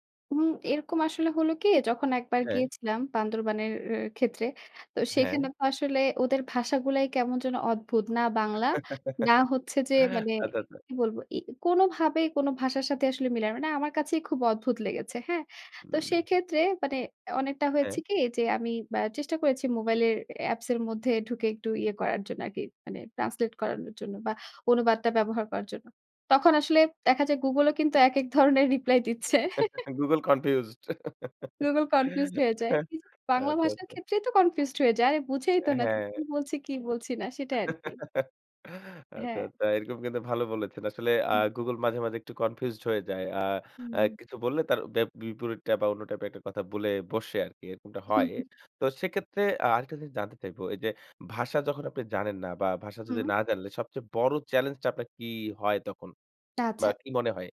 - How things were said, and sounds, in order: alarm; chuckle; laughing while speaking: "আচ্ছা, আচ্ছা"; bird; laughing while speaking: "ধরনের রিপ্লাই দিচ্ছে"; chuckle; tapping; chuckle; laughing while speaking: "গুগল"; chuckle; other background noise; "আচ্ছা" said as "টাচ্ছা"
- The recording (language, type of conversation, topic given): Bengali, podcast, ভাষা না জানলে আপনি কীভাবে সম্পর্ক গড়ে তোলেন?